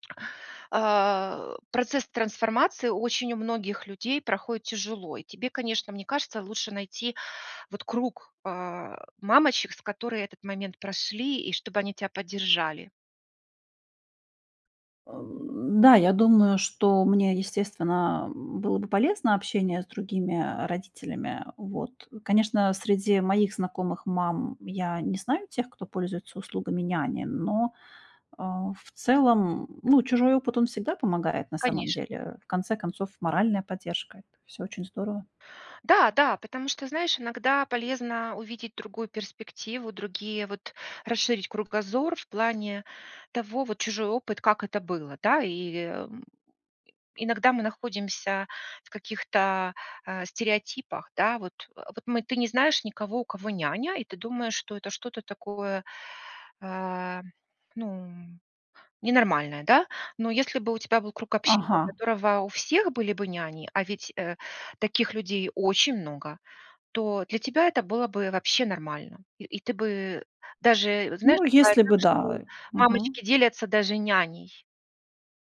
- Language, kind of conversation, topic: Russian, advice, Как перестать застревать в старых семейных ролях, которые мешают отношениям?
- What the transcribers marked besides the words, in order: tapping; other background noise